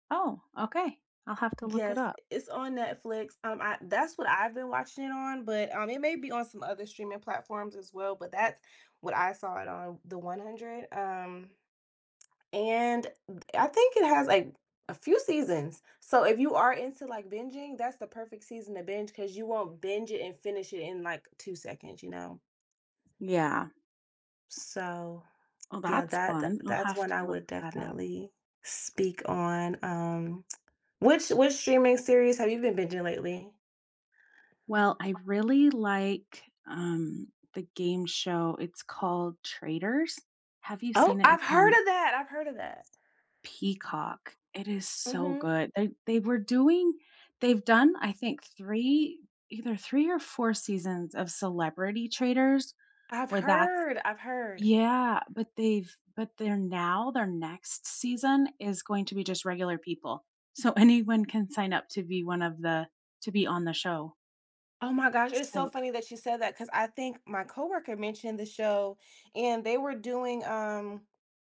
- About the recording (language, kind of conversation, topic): English, unstructured, Which streaming series have you binged lately, what hooked you, and how did they resonate with you?
- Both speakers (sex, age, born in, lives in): female, 30-34, United States, United States; female, 45-49, United States, United States
- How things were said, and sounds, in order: other background noise; laughing while speaking: "anyone"